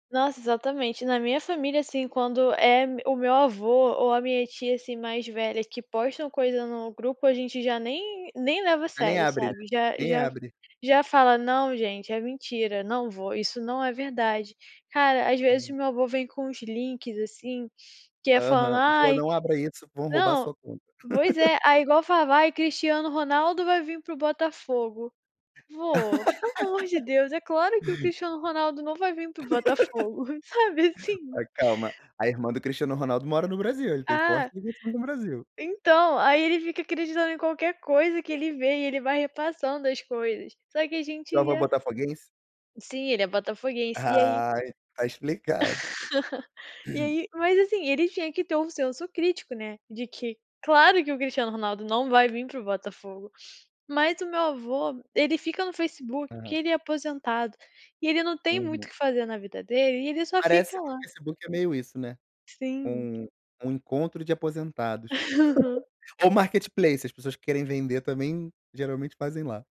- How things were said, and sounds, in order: laugh; laugh; laugh; chuckle; laugh; throat clearing; tapping; laugh; chuckle; other noise
- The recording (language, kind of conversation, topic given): Portuguese, podcast, Como filtrar conteúdo confiável em meio a tanta desinformação?